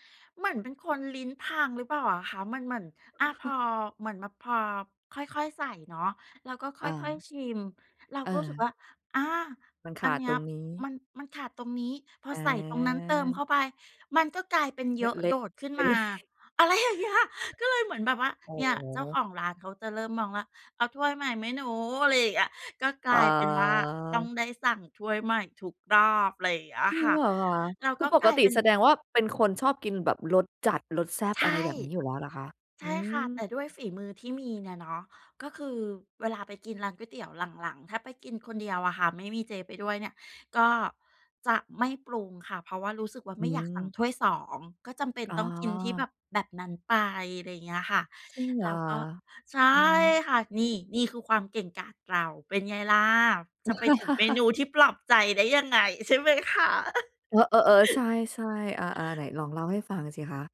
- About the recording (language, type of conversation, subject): Thai, podcast, เมนูอะไรที่คุณทำแล้วรู้สึกได้รับการปลอบใจมากที่สุด?
- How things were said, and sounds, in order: chuckle; laughing while speaking: "ไปเลย"; tapping; chuckle; chuckle